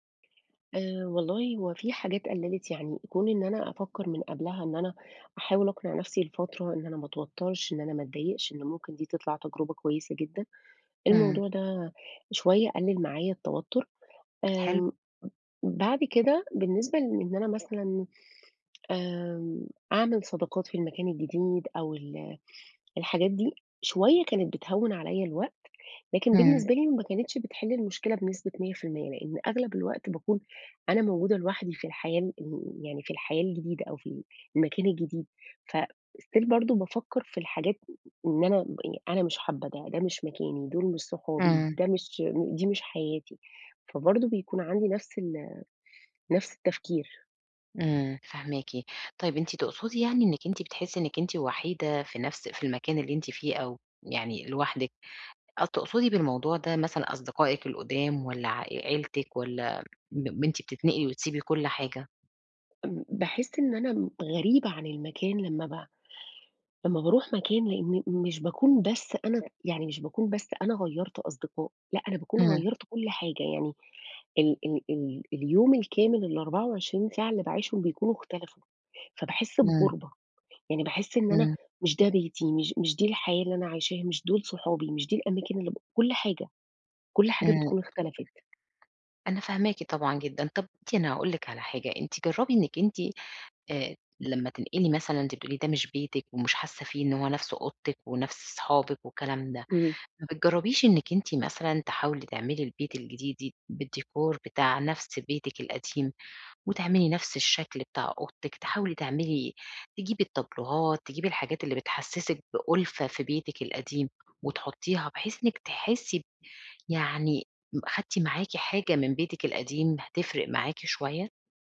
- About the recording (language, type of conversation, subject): Arabic, advice, إزاي أتعامل مع قلقي لما بفكر أستكشف أماكن جديدة؟
- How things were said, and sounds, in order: tapping; in English: "فstill"; other noise; other background noise; unintelligible speech